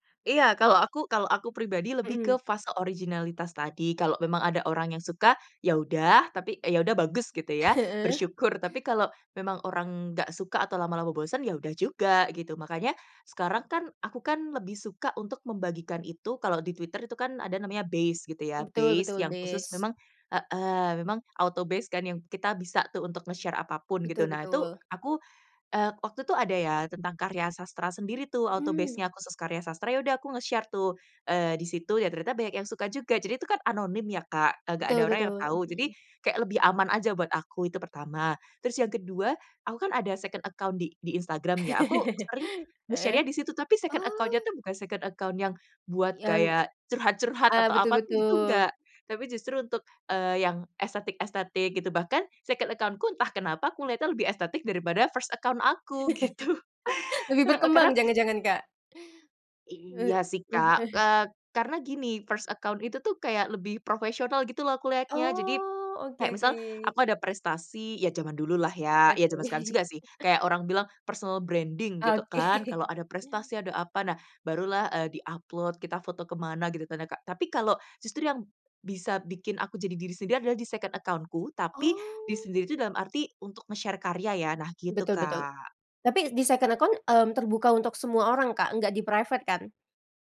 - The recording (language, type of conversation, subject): Indonesian, podcast, Bagaimana kamu menemukan suara atau gaya kreatifmu sendiri?
- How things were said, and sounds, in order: in English: "nge-share"; in English: "nge-share"; in English: "second account"; laugh; in English: "nge-share-nya"; in English: "second account-nya"; in English: "second account"; in English: "second account-ku"; laugh; in English: "first account"; laughing while speaking: "gitu"; tapping; in English: "first account"; laughing while speaking: "Oke"; background speech; in English: "personal branding"; laughing while speaking: "Oke"; in English: "di-upload"; in English: "second account-ku"; in English: "nge-share"; in English: "second account"; in English: "di-private"